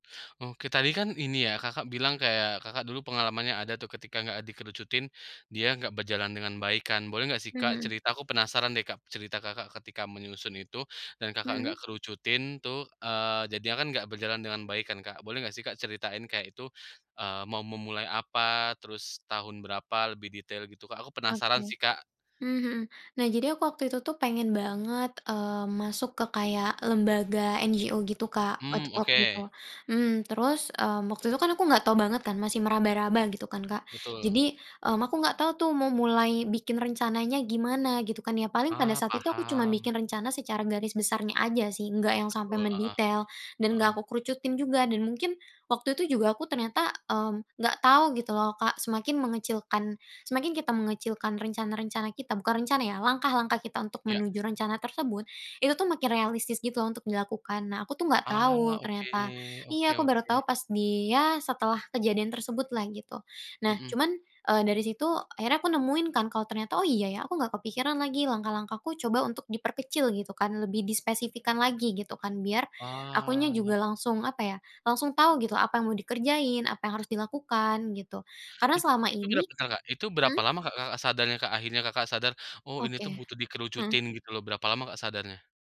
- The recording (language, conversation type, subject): Indonesian, podcast, Apa langkah pertama yang kamu sarankan untuk orang yang ingin mulai sekarang?
- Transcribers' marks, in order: tapping; other background noise; "garis" said as "grab"